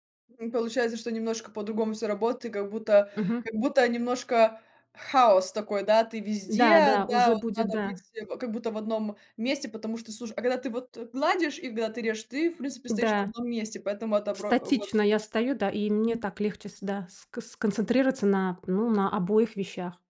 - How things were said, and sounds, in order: tapping
- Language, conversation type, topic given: Russian, podcast, Какой навык вы недавно освоили и как вам это удалось?